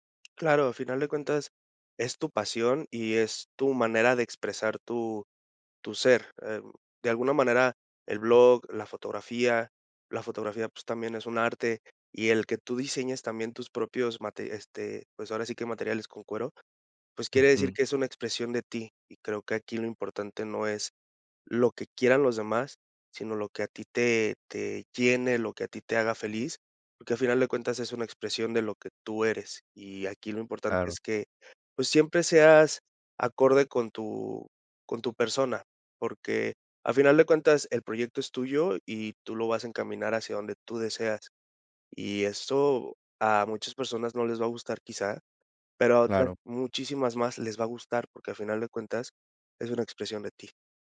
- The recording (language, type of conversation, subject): Spanish, advice, ¿Cómo puedo superar el bloqueo de empezar un proyecto creativo por miedo a no hacerlo bien?
- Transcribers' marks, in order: other background noise